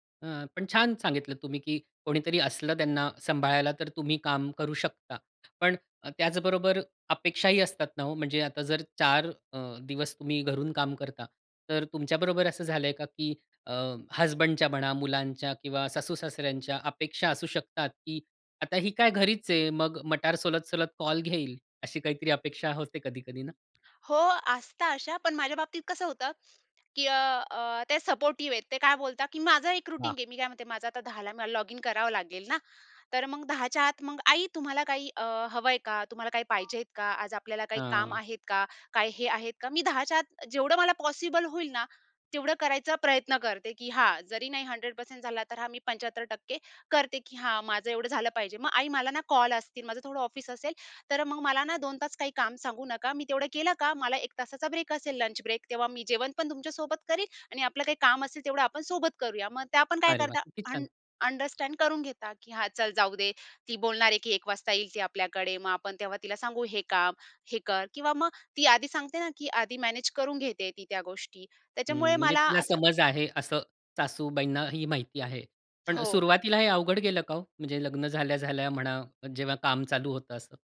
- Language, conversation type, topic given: Marathi, podcast, काम आणि घरातील ताळमेळ कसा राखता?
- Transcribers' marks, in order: tapping; in English: "रूटीन"; in English: "हंड्रेड पर्सेंट"; in English: "अंड अंडरस्टँड"